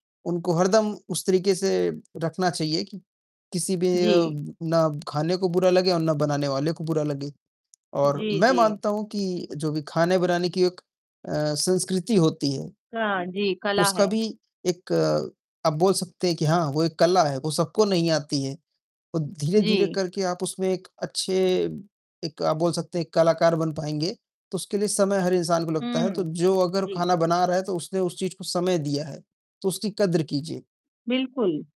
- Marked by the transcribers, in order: distorted speech; tapping; mechanical hum
- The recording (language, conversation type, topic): Hindi, unstructured, क्या आपको लगता है कि साथ में खाना बनाना परिवार को जोड़ता है?